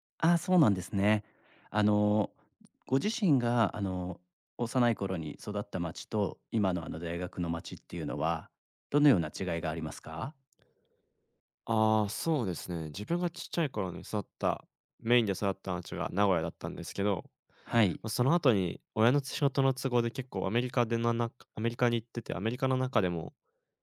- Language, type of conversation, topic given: Japanese, advice, 引っ越して新しい街で暮らすべきか迷っている理由は何ですか？
- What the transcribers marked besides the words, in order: other noise